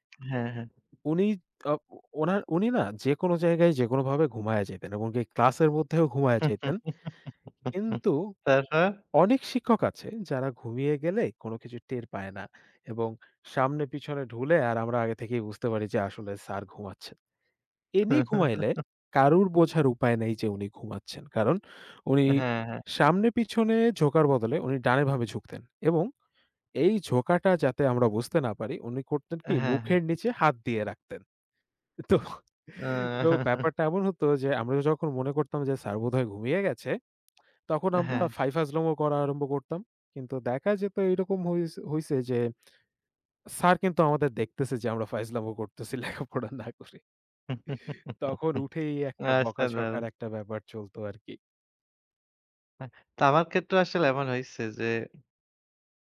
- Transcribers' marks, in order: giggle; chuckle; chuckle; laughing while speaking: "লেখাপড়া না করে। তখন উঠেই একটা বকাঝকার একটা ব্যাপার চলতো আরকি"; giggle
- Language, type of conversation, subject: Bengali, unstructured, তোমার প্রিয় শিক্ষক কে এবং কেন?